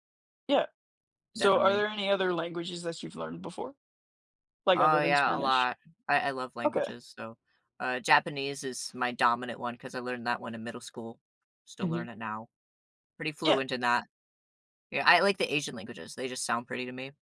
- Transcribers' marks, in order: other background noise
- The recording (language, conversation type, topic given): English, unstructured, How important is language in shaping our ability to connect and adapt to others?
- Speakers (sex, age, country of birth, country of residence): male, 20-24, United States, United States; male, 30-34, United States, United States